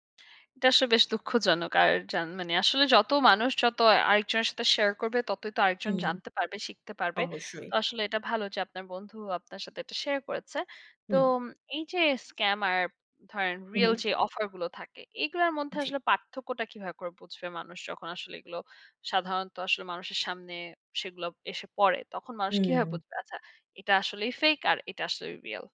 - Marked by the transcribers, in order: other background noise
- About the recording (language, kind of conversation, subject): Bengali, podcast, নেট স্ক্যাম চিনতে তোমার পদ্ধতি কী?